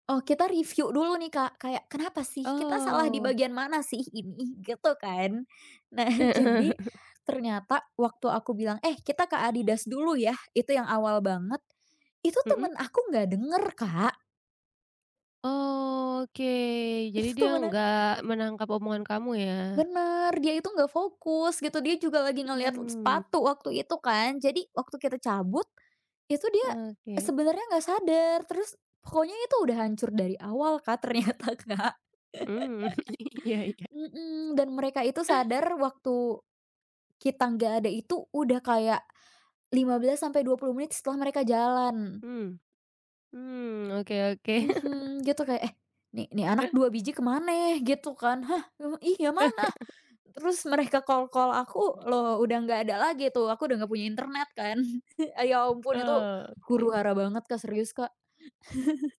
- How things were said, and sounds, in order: other background noise; laughing while speaking: "Nah"; chuckle; tapping; chuckle; laughing while speaking: "iya iya"; laughing while speaking: "ternyata, Kak"; chuckle; chuckle; chuckle; in English: "call-call"; chuckle; chuckle
- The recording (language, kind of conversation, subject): Indonesian, podcast, Apa yang kamu lakukan saat tersesat di tempat asing?